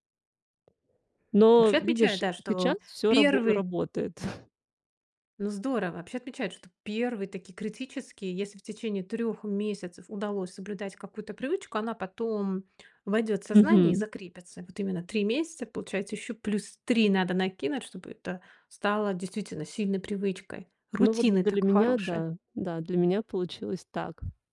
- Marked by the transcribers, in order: tapping; chuckle; other background noise
- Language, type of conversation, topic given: Russian, podcast, Какие маленькие шаги помогают тебе расти каждый день?